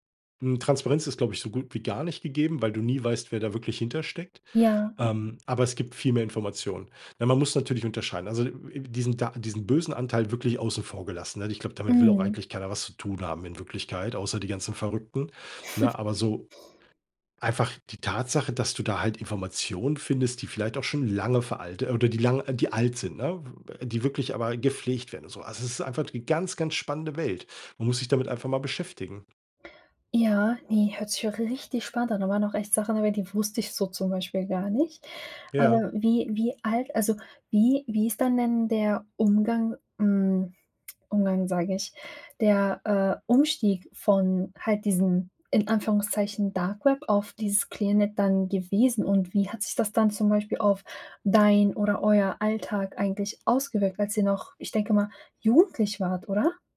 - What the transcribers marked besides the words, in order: other noise; giggle; stressed: "richtig"; in English: "Darkweb"; in English: "Clearnet"; stressed: "jugendlich"
- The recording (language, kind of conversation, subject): German, podcast, Wie hat Social Media deine Unterhaltung verändert?